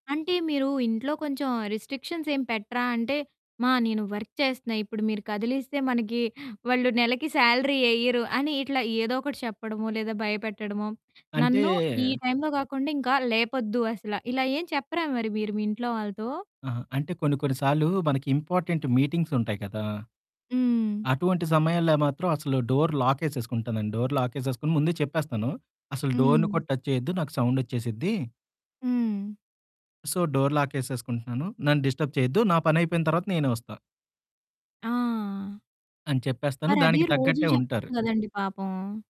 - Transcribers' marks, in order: in English: "రిస్ట్రిక్షన్స్"; in English: "వర్క్"; in English: "సాలరీ"; in English: "ఇంపార్టెంట్"; in English: "డోర్"; in English: "డోర్"; in English: "డోర్‌ని"; in English: "టచ్"; in English: "సౌండ్"; in English: "సో, డోర్"; in English: "డిస్టర్బ్"
- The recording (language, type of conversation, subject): Telugu, podcast, పిల్లలు లేదా కుటుంబ సభ్యుల వల్ల మధ్యలో అంతరాయం కలిగినప్పుడు మీరు ఎలా ముందుకు సాగుతారు?